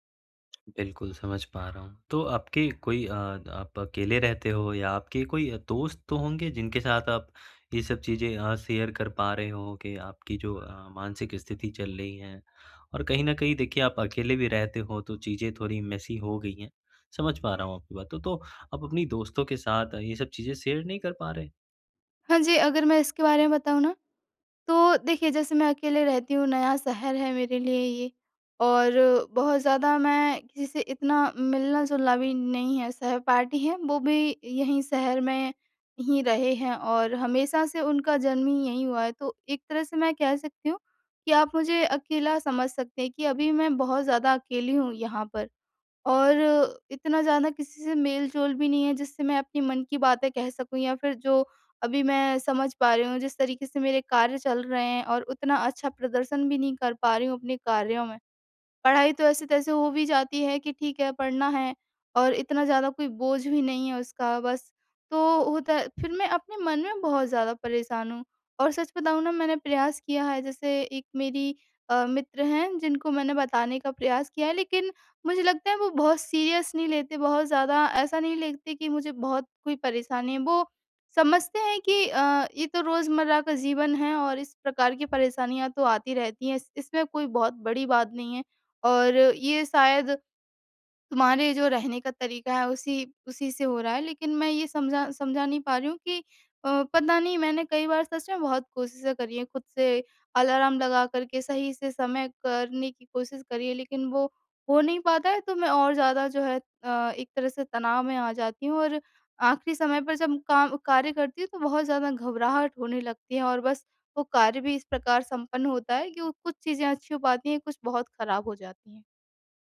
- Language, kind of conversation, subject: Hindi, advice, मैं काम टालने और हर बार आख़िरी पल में घबराने की आदत को कैसे बदल सकता/सकती हूँ?
- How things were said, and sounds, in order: tapping; in English: "शेयर"; in English: "मेसी"; in English: "शेयर"; in English: "सीरियस"; "लेते" said as "लेगते"